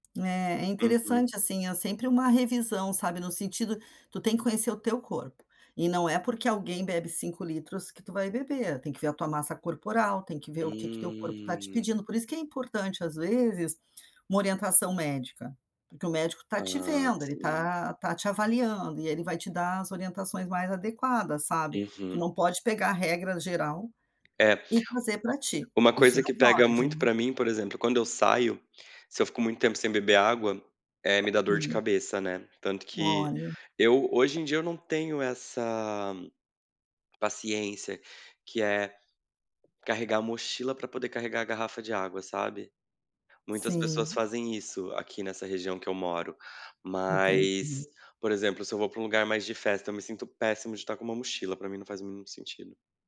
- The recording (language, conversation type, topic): Portuguese, advice, Como posso manter uma boa hidratação todos os dias?
- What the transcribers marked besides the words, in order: tapping